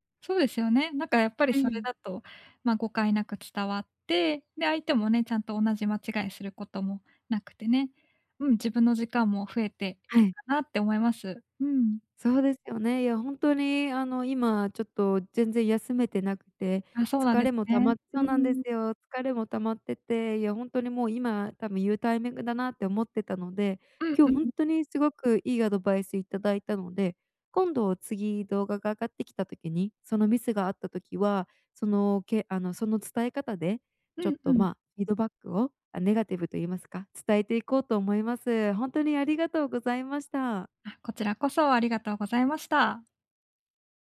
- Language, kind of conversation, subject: Japanese, advice, 相手の反応が怖くて建設的なフィードバックを伝えられないとき、どうすればよいですか？
- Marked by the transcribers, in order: none